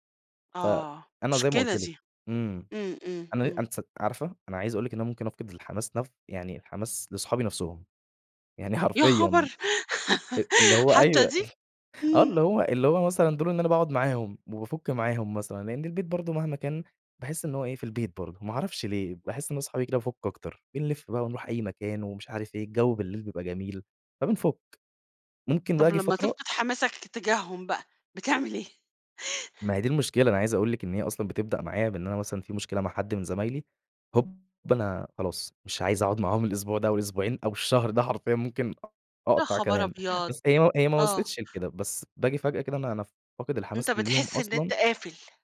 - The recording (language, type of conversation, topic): Arabic, podcast, إزاي بتتعامل مع فترات فقدان الحماس؟
- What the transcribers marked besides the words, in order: chuckle; tapping; chuckle; laughing while speaking: "حرفيًا ممكن أقطع كمان"